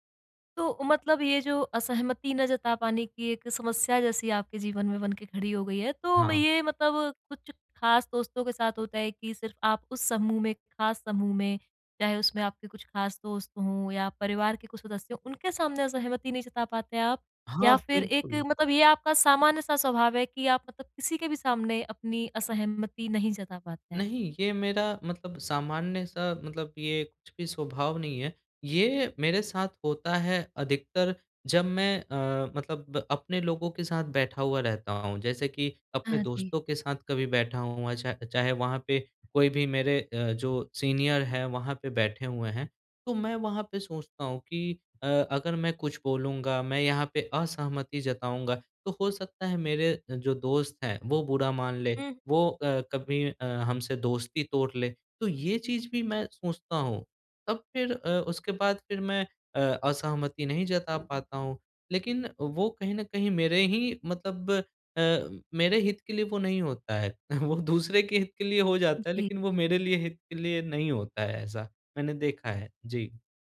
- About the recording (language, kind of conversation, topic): Hindi, advice, समूह में असहमति को साहसपूर्वक कैसे व्यक्त करूँ?
- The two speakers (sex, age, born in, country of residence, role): female, 25-29, India, India, advisor; male, 25-29, India, India, user
- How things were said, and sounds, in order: in English: "सीनियर"; chuckle; laughing while speaking: "वो दूसरे"